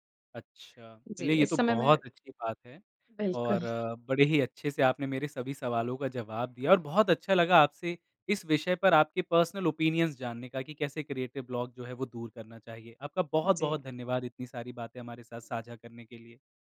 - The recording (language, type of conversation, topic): Hindi, podcast, रचनात्मक अवरोध आने पर आप क्या करते हैं?
- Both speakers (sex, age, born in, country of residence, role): female, 20-24, India, India, guest; male, 25-29, India, India, host
- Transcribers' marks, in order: in English: "पर्सनल ओपिनियन्स"; in English: "क्रिएटिव ब्लॉक"